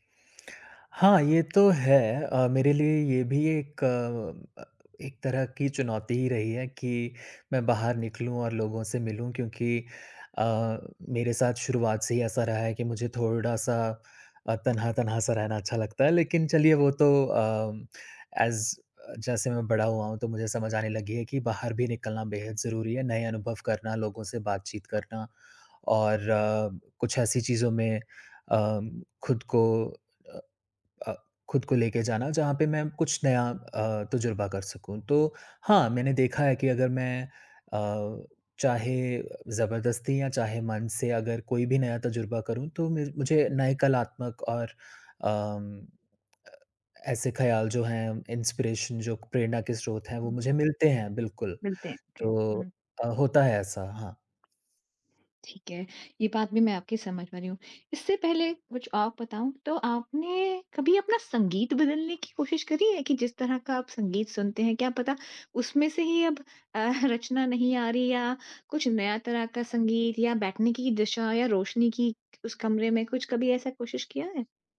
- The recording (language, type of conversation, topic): Hindi, advice, परिचित माहौल में निरंतर ऊब महसूस होने पर नए विचार कैसे लाएँ?
- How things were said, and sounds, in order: tapping; in English: "एज़"; in English: "इंस्पिरेशन"; in English: "ओके"; laughing while speaking: "अ"